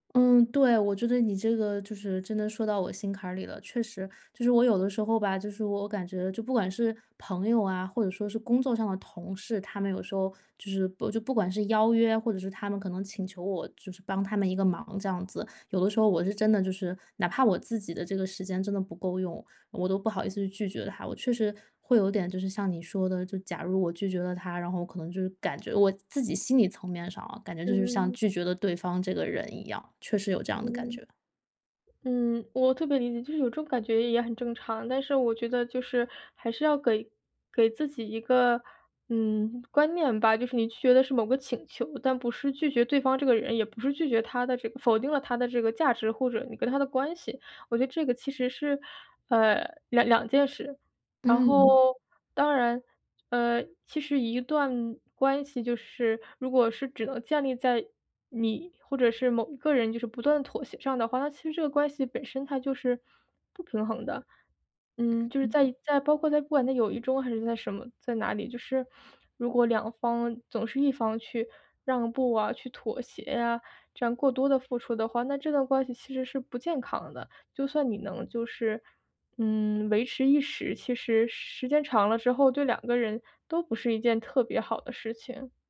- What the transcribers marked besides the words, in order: other background noise
- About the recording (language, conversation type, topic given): Chinese, advice, 每次说“不”都会感到内疚，我该怎么办？